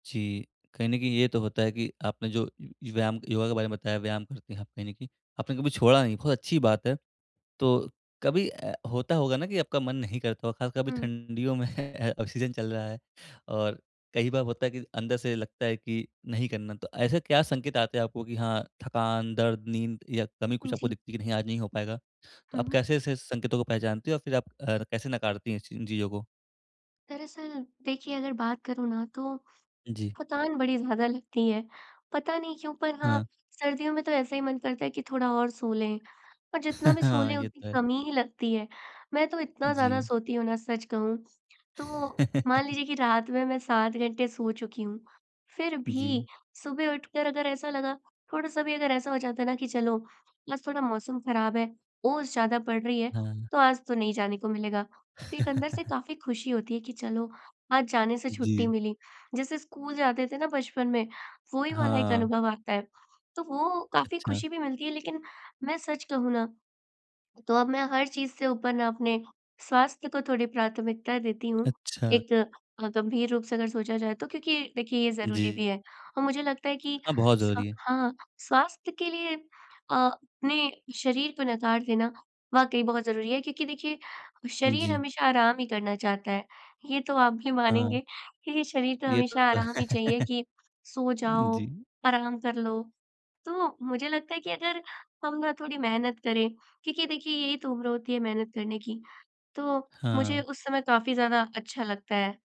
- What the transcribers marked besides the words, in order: chuckle; in English: "सीज़न"; chuckle; tapping; laugh; laugh; laughing while speaking: "है"; chuckle
- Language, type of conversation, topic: Hindi, podcast, जब आपका शरीर कहे कि “आज नहीं”, तो आप शिष्ट और सशक्त तरीके से ‘ना’ कहना कैसे सीखते हैं?